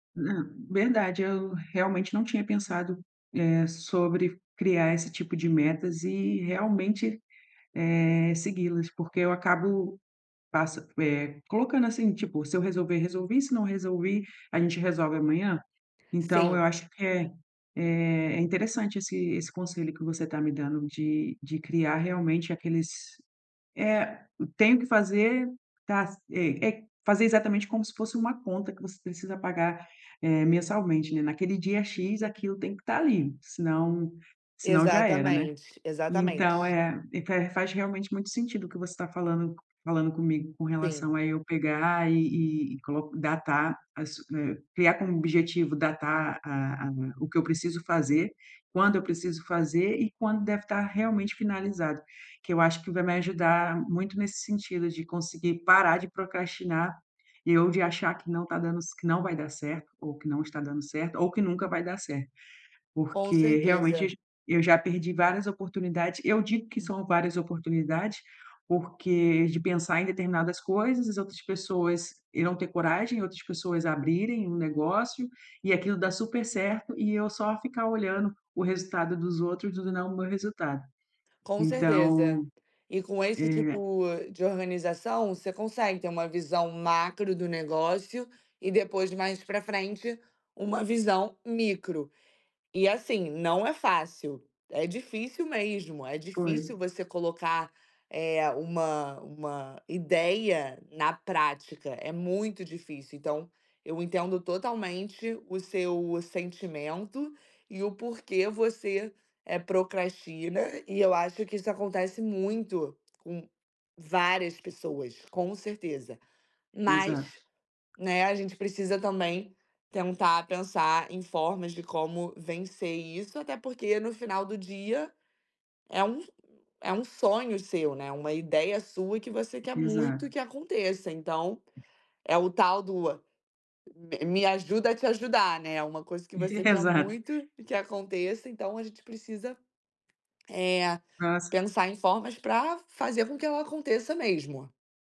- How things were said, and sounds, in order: other background noise; tapping; laughing while speaking: "Exato"
- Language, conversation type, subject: Portuguese, advice, Como posso parar de pular entre ideias e terminar meus projetos criativos?